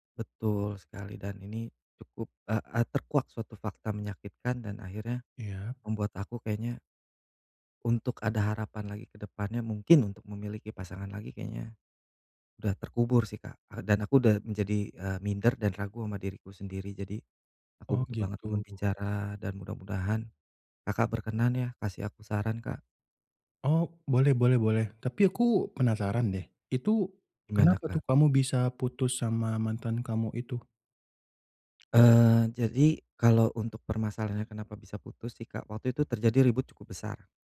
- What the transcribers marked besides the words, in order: tongue click
- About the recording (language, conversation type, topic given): Indonesian, advice, Bagaimana cara membangun kembali harapan pada diri sendiri setelah putus?